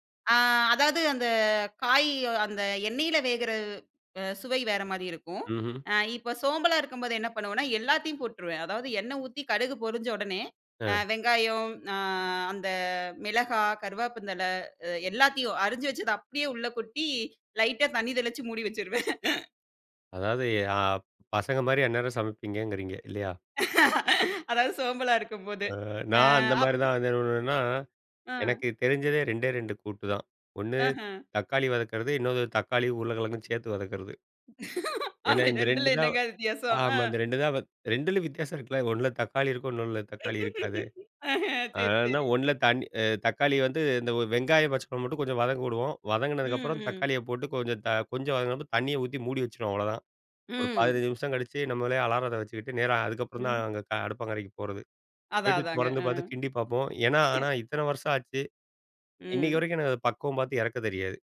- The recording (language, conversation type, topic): Tamil, podcast, தூண்டுதல் குறைவாக இருக்கும் நாட்களில் உங்களுக்கு உதவும் உங்கள் வழிமுறை என்ன?
- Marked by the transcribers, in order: laugh; laugh; laugh; laugh; chuckle